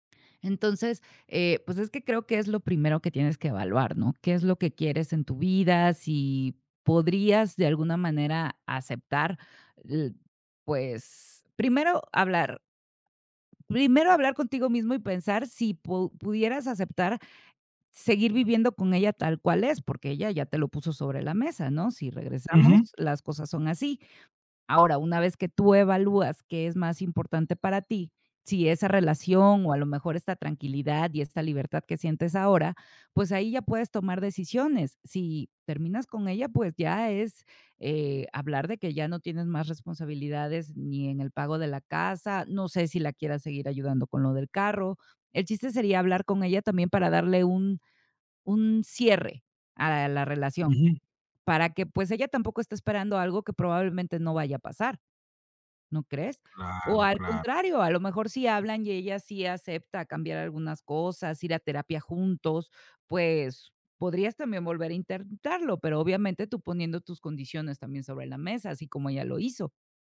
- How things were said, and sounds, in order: tapping; alarm; other background noise; "intentarlo" said as "intertarlo"
- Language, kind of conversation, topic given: Spanish, advice, ¿Cómo puedo afrontar una ruptura inesperada y sin explicación?